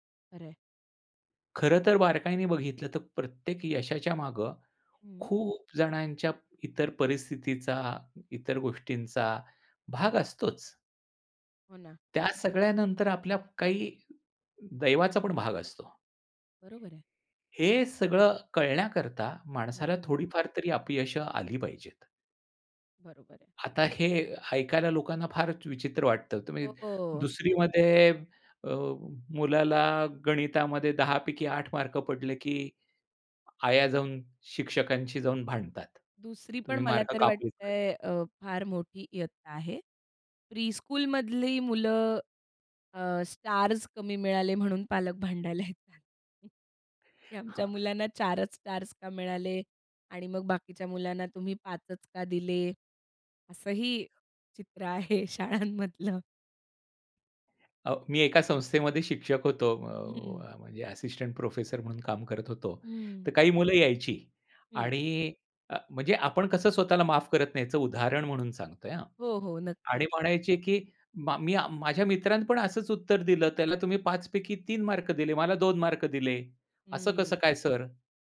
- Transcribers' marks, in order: tapping; other background noise; laughing while speaking: "येतात"; laughing while speaking: "चित्र आहे शाळांमधलं"; in English: "असिस्टंट प्रोफेसर"
- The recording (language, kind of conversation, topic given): Marathi, podcast, तणावात स्वतःशी दयाळूपणा कसा राखता?
- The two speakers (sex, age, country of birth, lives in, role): female, 30-34, India, India, host; male, 50-54, India, India, guest